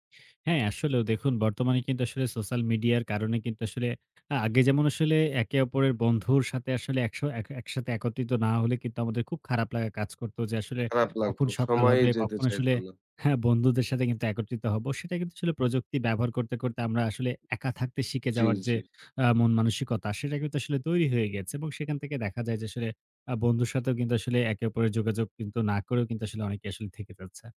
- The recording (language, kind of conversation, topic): Bengali, podcast, একজন বন্ধুর জন্য তুমি সাধারণত কীভাবে সময় বের করো?
- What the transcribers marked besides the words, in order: other background noise